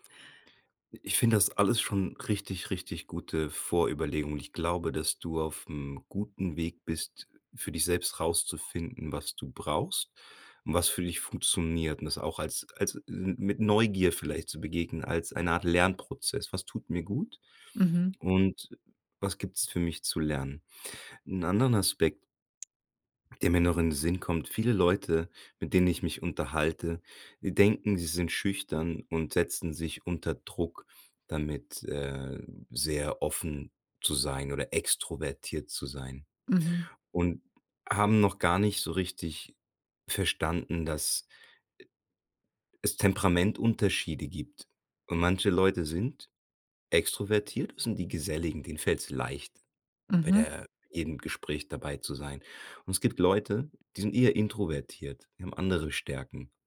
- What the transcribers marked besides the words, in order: none
- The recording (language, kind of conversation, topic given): German, advice, Wie fühlt es sich für dich an, dich in sozialen Situationen zu verstellen?